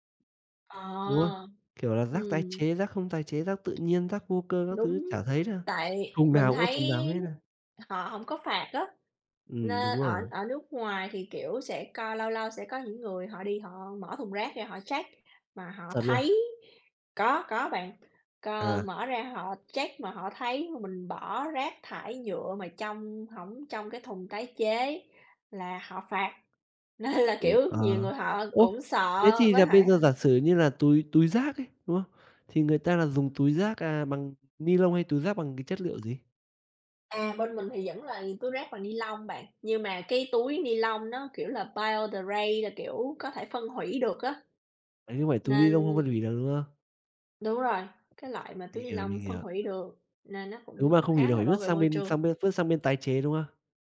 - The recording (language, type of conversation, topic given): Vietnamese, unstructured, Chúng ta nên làm gì để giảm rác thải nhựa hằng ngày?
- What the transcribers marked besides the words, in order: tapping; laughing while speaking: "nên"; in English: "biodegrade"